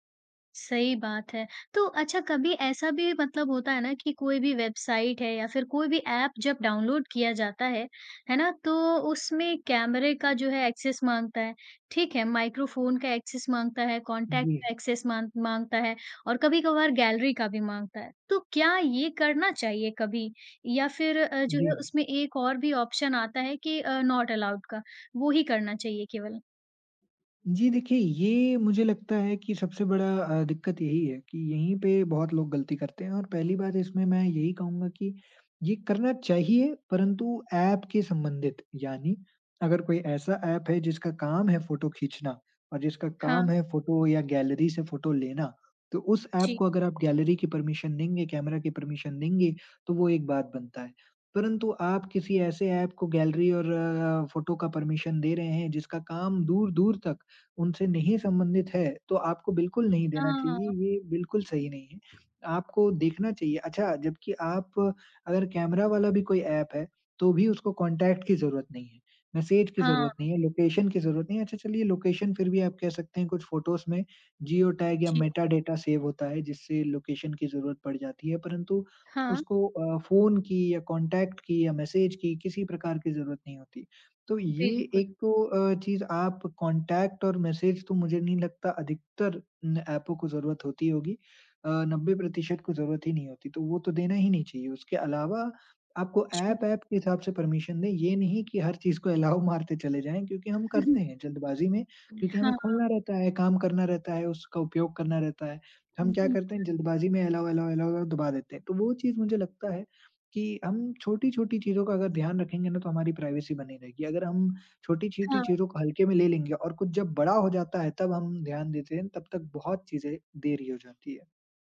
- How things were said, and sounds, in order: in English: "एक्सेस"; in English: "एक्सेस"; in English: "कॉन्टैक्ट"; in English: "एक्सेस"; in English: "ऑप्शन"; in English: "नॉट अलाउड"; in English: "परमिशन"; in English: "परमिशन"; in English: "परमिशन"; in English: "कॉन्टैक्ट"; in English: "लोकेशन"; in English: "लोकेशन"; in English: "फ़ोटोज़"; in English: "लोकेशन"; in English: "कॉन्टैक्ट"; in English: "कॉन्टैक्ट"; in English: "परमिशन"; laughing while speaking: "अलाउ मारते चले जाएँ"; in English: "अलाउ"; chuckle; in English: "अलाउ, अलाउ, अलाउ"; in English: "प्राइवेसी"
- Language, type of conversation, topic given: Hindi, podcast, ऑनलाइन निजता समाप्त होती दिखे तो आप क्या करेंगे?